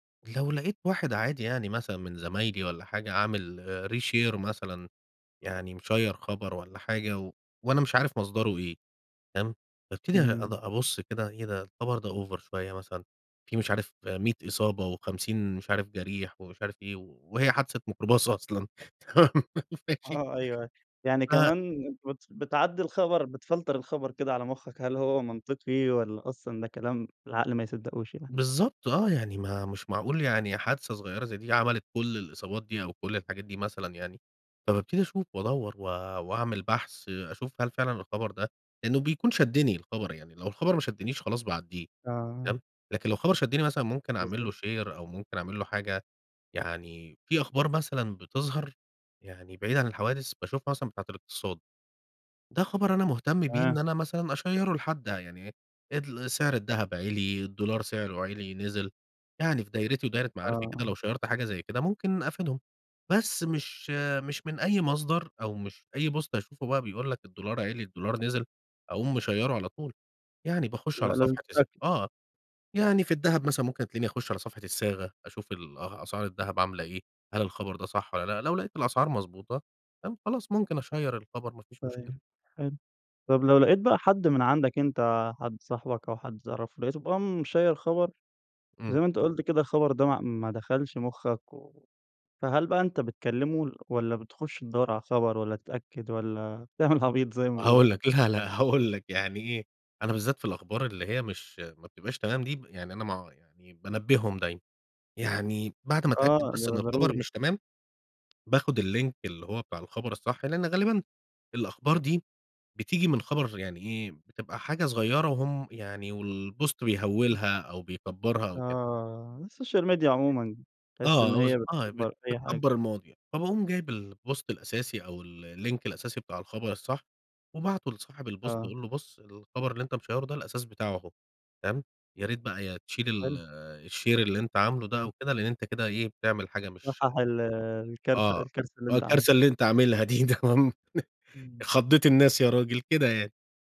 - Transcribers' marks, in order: tapping; in English: "reshare"; in English: "مشيّر"; in English: "أوفر"; other noise; laughing while speaking: "أصلًا تمام ماشي؟"; giggle; in English: "بتفلتر"; in English: "شير"; in English: "أشيّره"; in English: "شيّرت"; in English: "بوست"; in English: "مشيّره"; in English: "أشيّر"; in English: "مشيّر"; laughing while speaking: "تعمل عبيط"; laughing while speaking: "لا، لا هاقول لك"; in English: "اللينك"; in English: "والبوست"; unintelligible speech; in English: "السوشيال ميديا"; in English: "البوست"; in English: "اللينك"; in English: "البوست"; in English: "مشيّره"; in English: "الشير"; laughing while speaking: "عاملها دي"
- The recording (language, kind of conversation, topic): Arabic, podcast, إزاي بتتعامل مع الأخبار الكاذبة على السوشيال ميديا؟